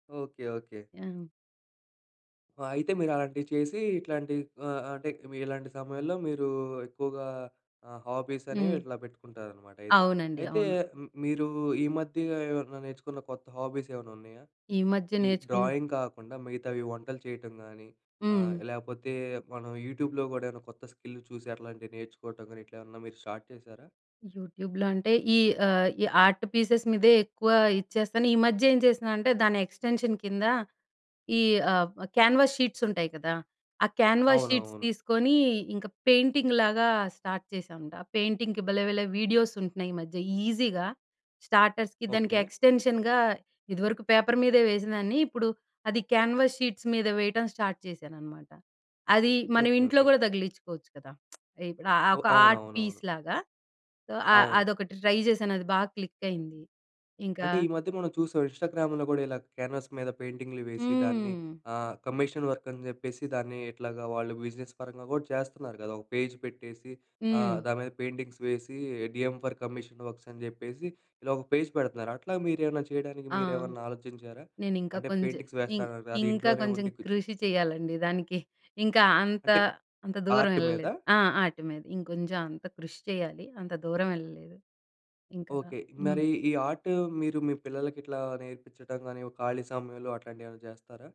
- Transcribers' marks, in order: in English: "హాబీస్"; in English: "హాబీస్"; in English: "డ్రాయింగ్"; in English: "యూట్యూబ్‍లో"; in English: "స్కిల్"; in English: "స్టార్ట్"; in English: "యూట్యూబ్‍లో"; in English: "ఆర్ట్ పీసెస్"; in English: "ఎక్స్‌టెన్షన్"; in English: "కేన్వాస్ షీట్స్"; in English: "క్యాన్వాస్ షీట్స్"; in English: "పెయింటింగ్"; in English: "స్టార్ట్"; in English: "పెయింటింగ్‍కి"; in English: "వీడియోస్"; in English: "ఈజీగా స్టార్టర్స్‌కి"; in English: "ఎక్స్‌టెన్షన్"; in English: "క్యాన్వాస్ షీట్స్"; in English: "స్టార్ట్"; lip smack; in English: "ఆర్ట్ పీస్‌లాగా. సో"; in English: "ట్రై"; in English: "క్లిక్"; in English: "ఇన్‌స్టాగ్రామ్"; in English: "క్యాన్వాస్"; drawn out: "హ్మ్"; in English: "కమిషన్ వర్క్"; in English: "బిజినెస్"; in English: "పేజ్"; in English: "పెయింటింగ్స్"; in English: "డీఎ‌మ్ ఫర్ కమిషన్ వర్క్స్"; in English: "పేజ్"; in English: "పెయింటింగ్స్"; in English: "ఆర్ట్"; in English: "ఆర్ట్"
- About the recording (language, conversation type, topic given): Telugu, podcast, బిజీ షెడ్యూల్లో హాబీకి సమయం ఎలా కేటాయించుకోవాలి?